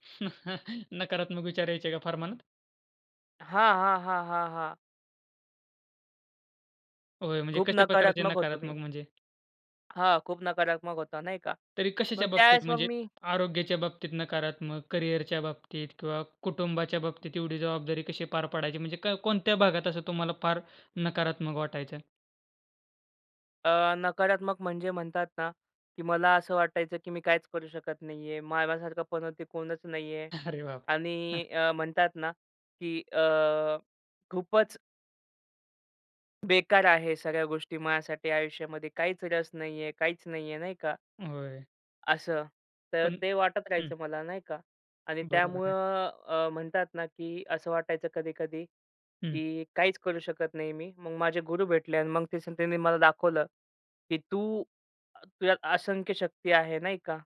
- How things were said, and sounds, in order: chuckle; tapping; other background noise; chuckle
- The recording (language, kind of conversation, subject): Marathi, podcast, तुम्हाला स्वप्ने साध्य करण्याची प्रेरणा कुठून मिळते?